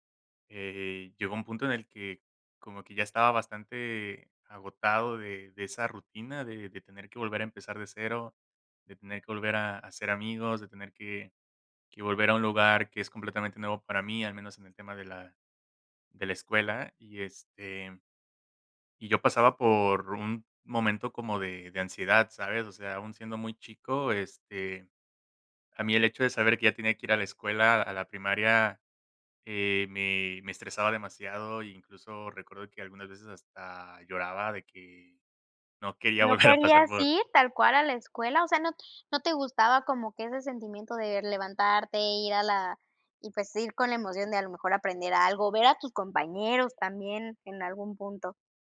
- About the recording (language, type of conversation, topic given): Spanish, podcast, ¿Qué profesor influyó más en ti y por qué?
- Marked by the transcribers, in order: laughing while speaking: "volver"